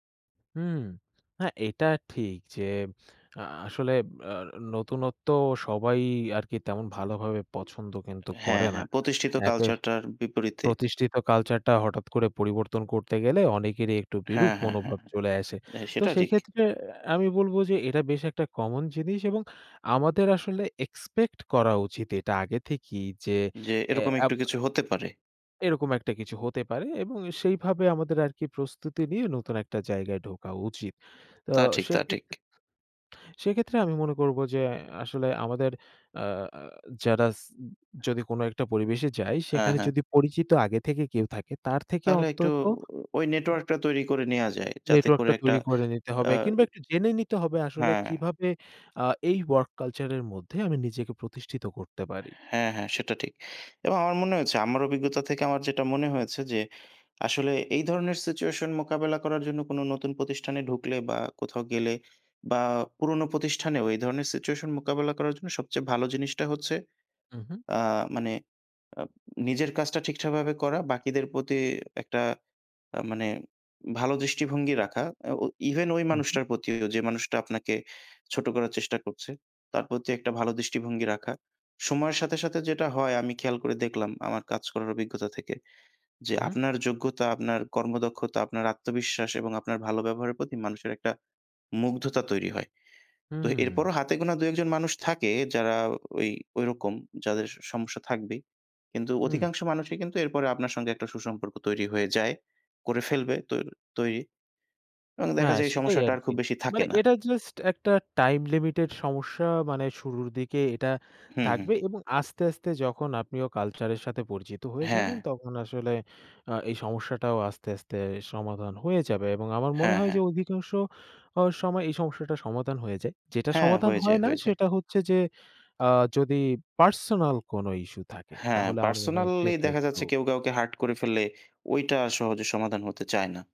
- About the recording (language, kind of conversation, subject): Bengali, unstructured, কখনো কি আপনার মনে হয়েছে যে কাজের ক্ষেত্রে আপনি অবমূল্যায়িত হচ্ছেন?
- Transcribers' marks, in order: tapping; other background noise; unintelligible speech; other noise